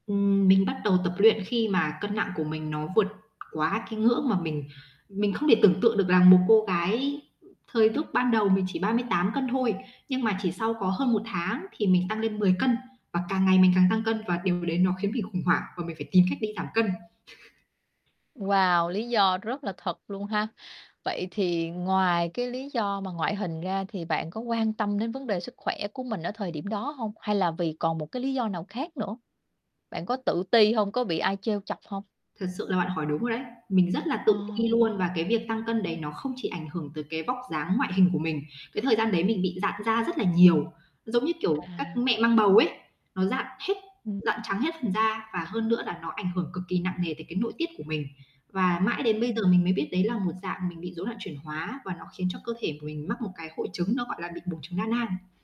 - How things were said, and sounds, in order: tapping; other background noise; distorted speech
- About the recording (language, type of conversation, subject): Vietnamese, podcast, Bạn làm thế nào để duy trì động lực tập luyện về lâu dài?